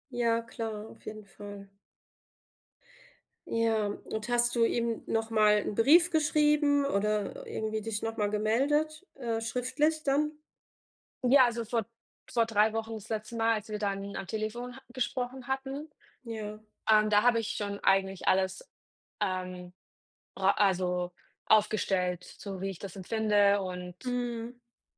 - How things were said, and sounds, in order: none
- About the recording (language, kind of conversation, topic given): German, unstructured, Wie zeigst du deinem Partner, dass du ihn schätzt?